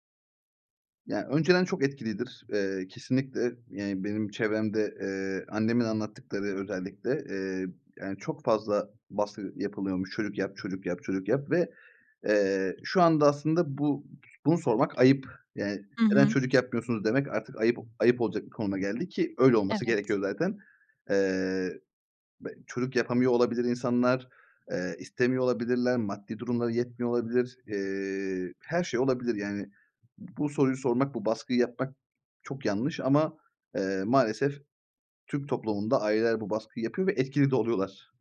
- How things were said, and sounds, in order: other background noise
- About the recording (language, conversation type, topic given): Turkish, podcast, Çocuk sahibi olmaya hazır olup olmadığını nasıl anlarsın?